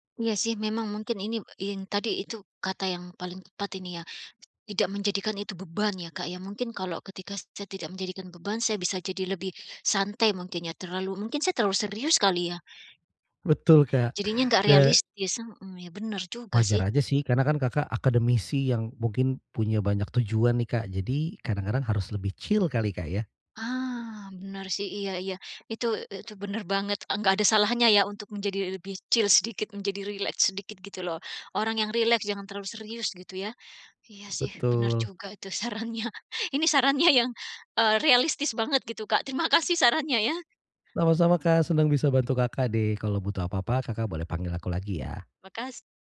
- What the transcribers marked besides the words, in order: in English: "chill"; in English: "chill"; tapping; laughing while speaking: "sarannya"; laughing while speaking: "sarannya yang"
- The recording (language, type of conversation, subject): Indonesian, advice, Bagaimana cara menetapkan tujuan kreatif yang realistis dan terukur?